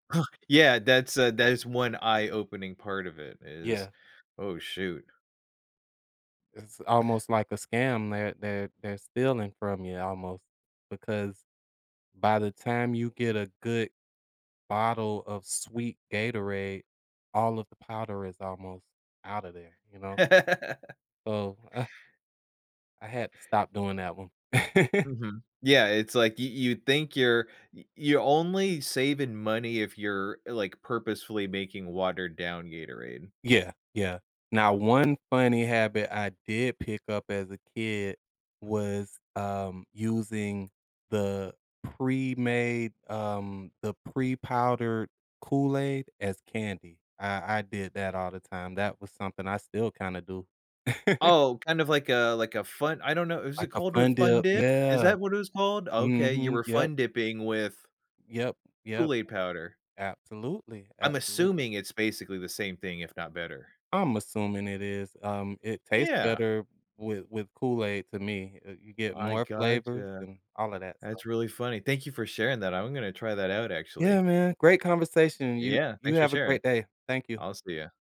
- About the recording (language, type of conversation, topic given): English, unstructured, What’s a funny or odd habit you picked up from a partner or friend that stuck with you?
- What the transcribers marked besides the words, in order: laugh; chuckle; other background noise; chuckle; tapping